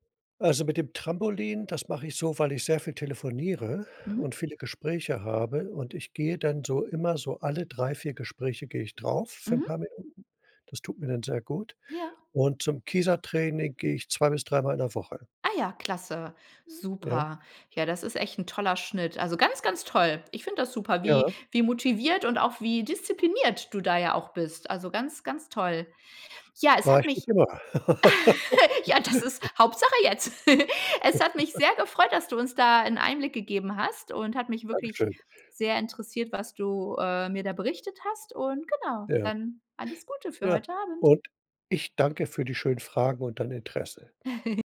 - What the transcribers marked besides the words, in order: laugh; chuckle
- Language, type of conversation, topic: German, podcast, Wie trainierst du, wenn du nur 20 Minuten Zeit hast?